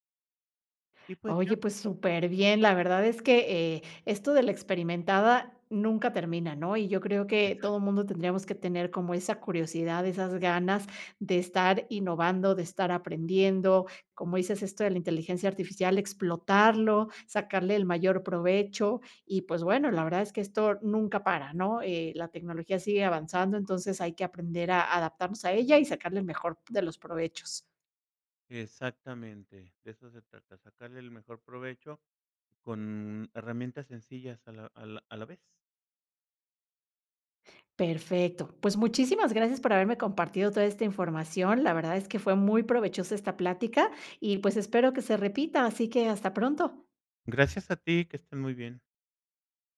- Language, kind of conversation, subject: Spanish, podcast, ¿Qué técnicas sencillas recomiendas para experimentar hoy mismo?
- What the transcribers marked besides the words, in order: none